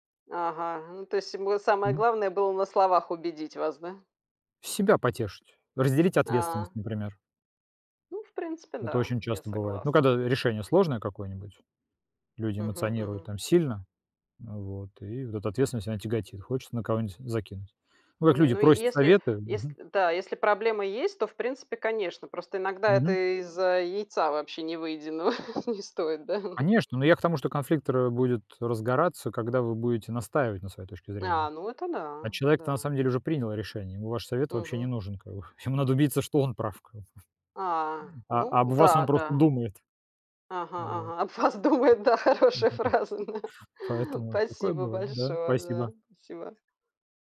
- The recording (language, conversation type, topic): Russian, unstructured, Что для тебя важнее — быть правым или сохранить отношения?
- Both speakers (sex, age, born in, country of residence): female, 45-49, Belarus, Spain; male, 45-49, Russia, Italy
- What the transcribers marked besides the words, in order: chuckle; laughing while speaking: "об вас думают, да, хорошая фраза, да"; tapping